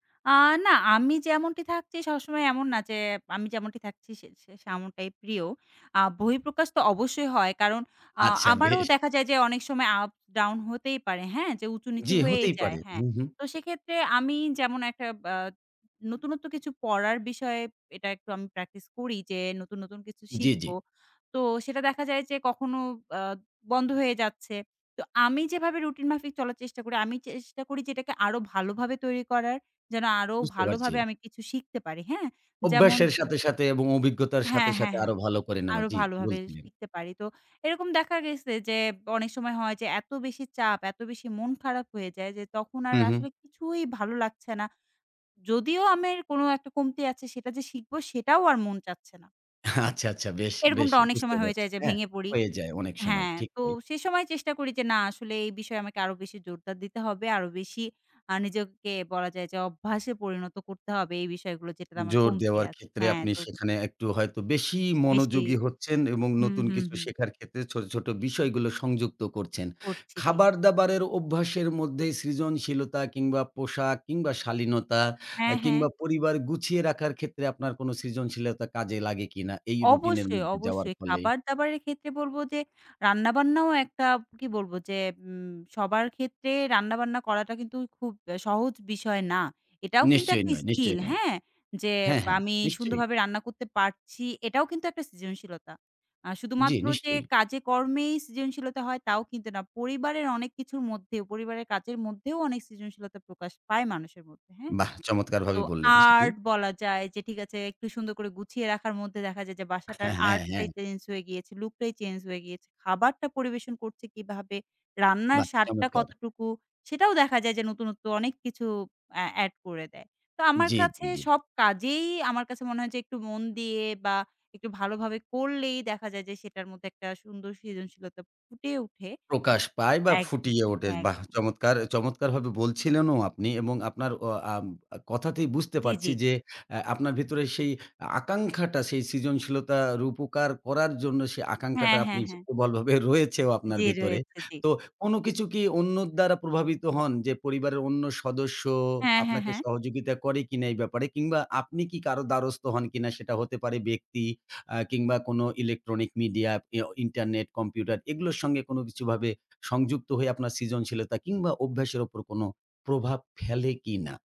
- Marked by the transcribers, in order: "তেমনটাই" said as "সেমনটাই"; laughing while speaking: "বেশ!"; other background noise; "অভ্যাসের" said as "অব্বাশের"; "আমার" said as "আমের"; laughing while speaking: "আচ্ছা, আচ্ছা"; tapping; in English: "electronic media"
- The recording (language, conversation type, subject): Bengali, podcast, কোন অভ্যাসগুলো আপনার সৃজনশীলতা বাড়ায়?